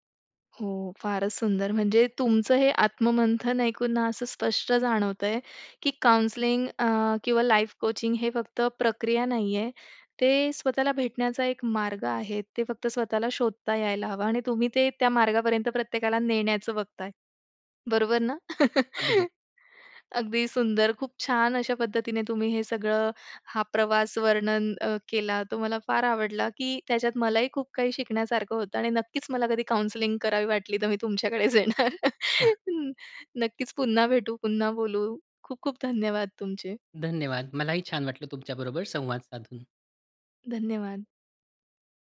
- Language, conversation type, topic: Marathi, podcast, या उपक्रमामुळे तुमच्या आयुष्यात नेमका काय बदल झाला?
- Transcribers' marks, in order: in English: "काउंसलिंग"; in English: "लाईफ"; tapping; chuckle; other background noise; in English: "काउंसलिंग"; laughing while speaking: "मी तुमच्याकडेच येणार"; chuckle